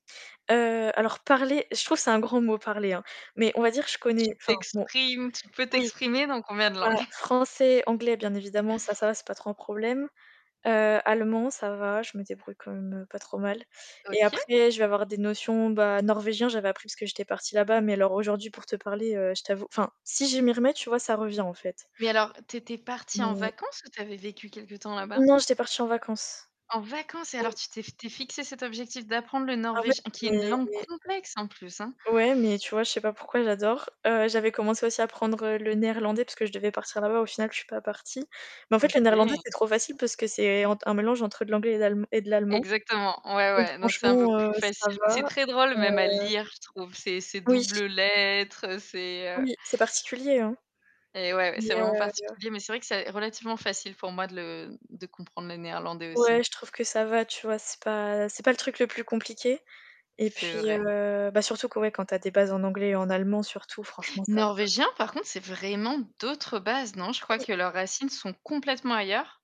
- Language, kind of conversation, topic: French, unstructured, Qu’est-ce qui te rend fier(e) de toi ces derniers temps ?
- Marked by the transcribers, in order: distorted speech; chuckle; static; other background noise; tapping; stressed: "vraiment"